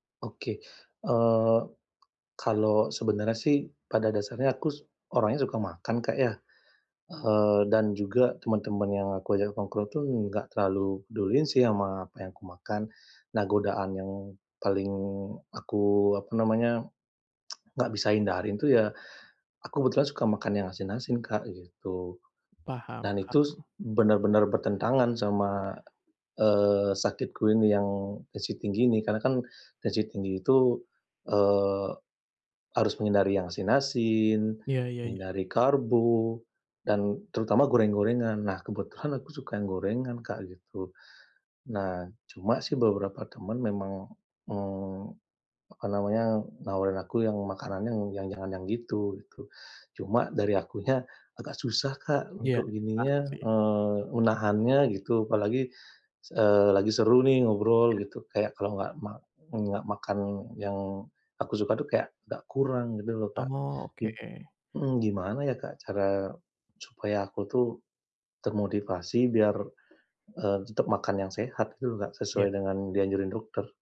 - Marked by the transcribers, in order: tsk; "makanannya" said as "makananan"; tapping
- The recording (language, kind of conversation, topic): Indonesian, advice, Bagaimana saya bisa tetap menjalani pola makan sehat saat makan di restoran bersama teman?